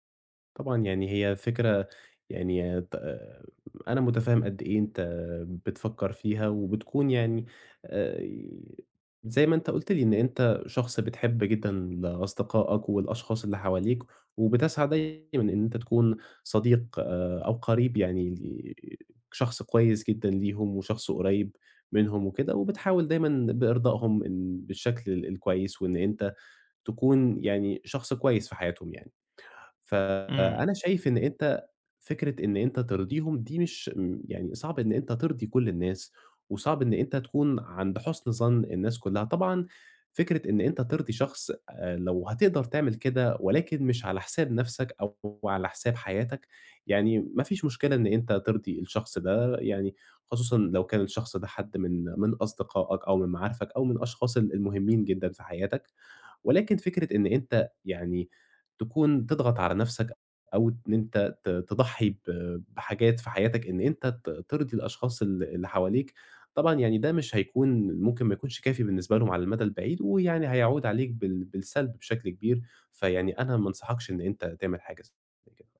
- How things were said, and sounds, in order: none
- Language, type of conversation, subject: Arabic, advice, إزاي أقدر أحافظ على شخصيتي وأصالتي من غير ما أخسر صحابي وأنا بحاول أرضي الناس؟